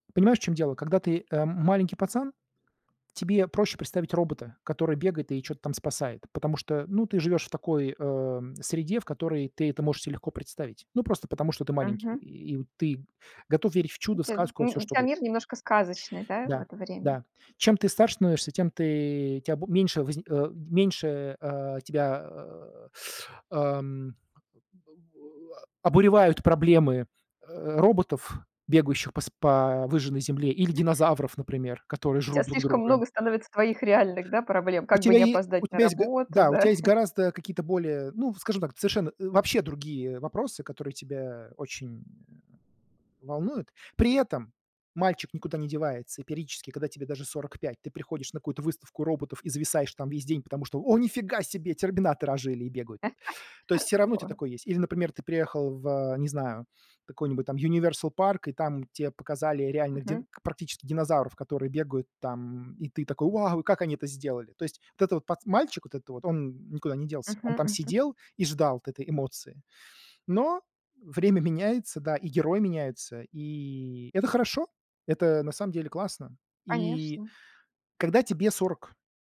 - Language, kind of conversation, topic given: Russian, podcast, Какой герой из книги или фильма тебе особенно близок и почему?
- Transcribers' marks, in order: tapping; teeth sucking; grunt; chuckle; grunt; surprised: "О, ни фига себе!"; chuckle